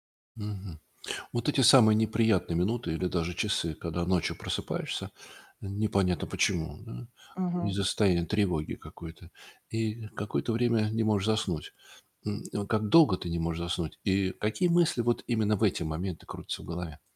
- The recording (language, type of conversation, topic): Russian, advice, Как справиться с частыми ночными пробуждениями из-за тревожных мыслей?
- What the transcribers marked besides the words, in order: static